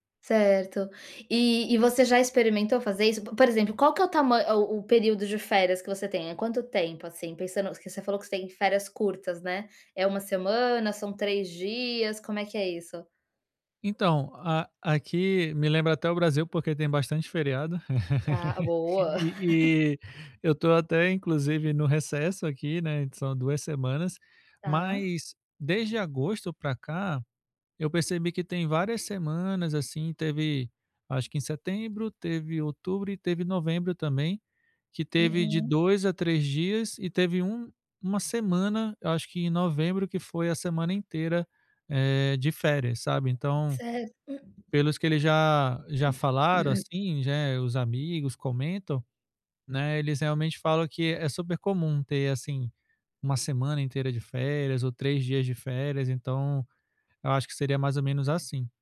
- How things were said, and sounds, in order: laugh; chuckle; tapping; other background noise; throat clearing
- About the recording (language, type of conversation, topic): Portuguese, advice, Como posso aproveitar ao máximo minhas férias curtas e limitadas?